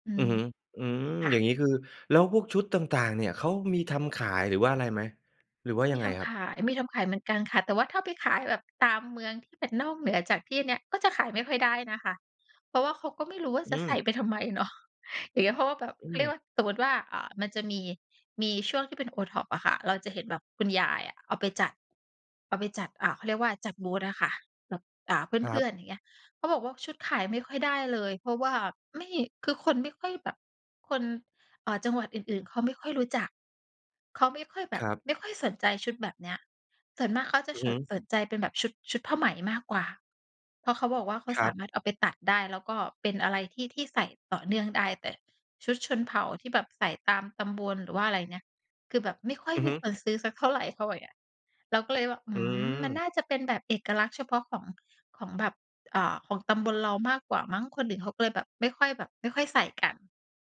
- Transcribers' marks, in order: tapping
- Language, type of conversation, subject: Thai, podcast, สไตล์การแต่งตัวของคุณสะท้อนวัฒนธรรมอย่างไรบ้าง?